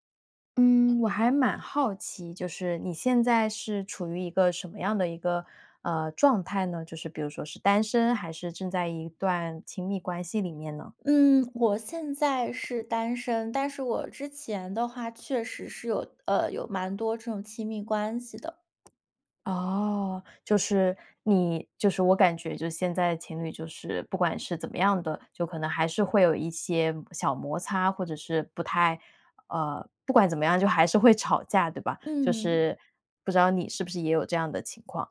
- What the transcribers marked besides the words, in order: other background noise; joyful: "就还是会吵架对吧？"
- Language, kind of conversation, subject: Chinese, podcast, 在亲密关系里你怎么表达不满？